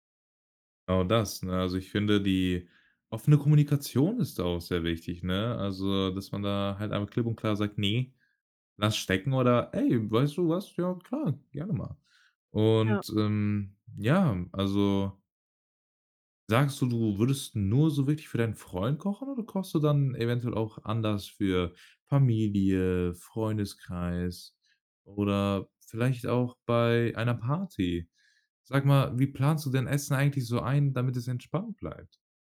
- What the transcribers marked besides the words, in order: put-on voice: "Ne, lass stecken"; put-on voice: "Ey, weißt du was? Ja, klar, gerne mal"
- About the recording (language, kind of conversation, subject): German, podcast, Was begeistert dich am Kochen für andere Menschen?